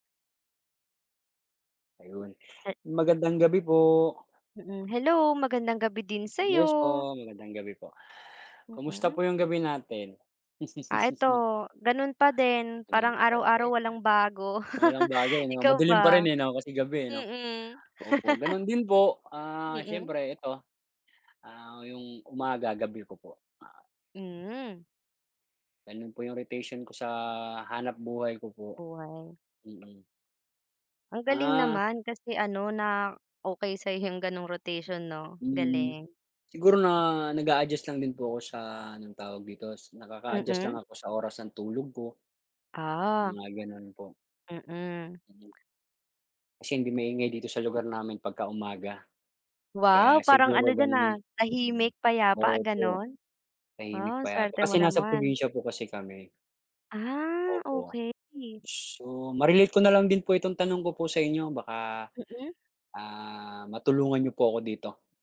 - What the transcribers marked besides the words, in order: laugh; unintelligible speech; laugh; other background noise; laugh; tapping; fan
- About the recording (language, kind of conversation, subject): Filipino, unstructured, Paano natin mapapalakas ang samahan ng mga residente sa barangay?